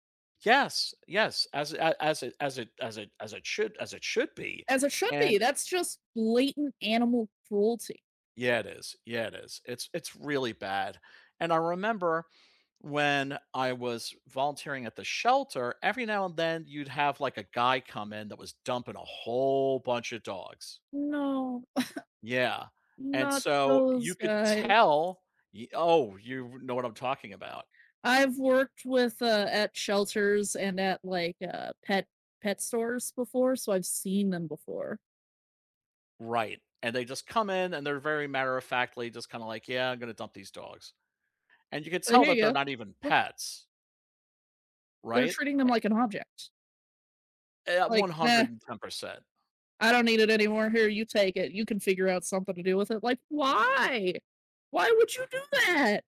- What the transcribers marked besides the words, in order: other background noise; scoff; other noise
- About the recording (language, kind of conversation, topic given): English, unstructured, What do you think about adopting pets from shelters?